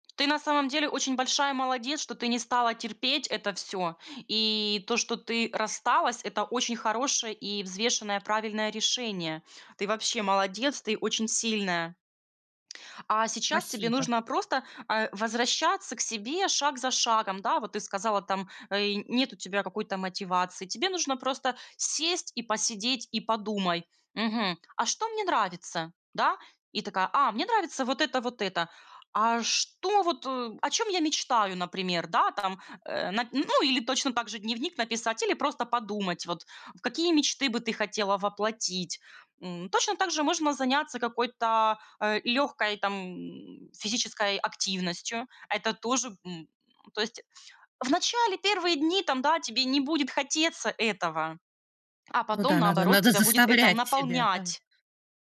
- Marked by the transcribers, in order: tapping; other background noise
- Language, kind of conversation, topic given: Russian, advice, Как вы переживаете одиночество и пустоту после расставания?